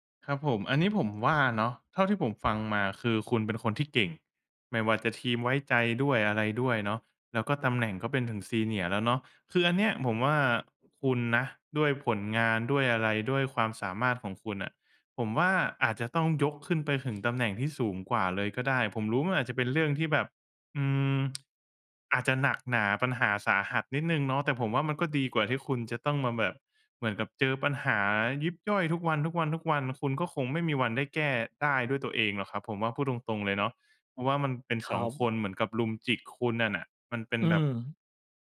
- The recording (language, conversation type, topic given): Thai, advice, คุณควรทำอย่างไรเมื่อเจ้านายจุกจิกและไว้ใจไม่ได้เวลามอบหมายงาน?
- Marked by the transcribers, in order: in English: "senior"; tsk; other background noise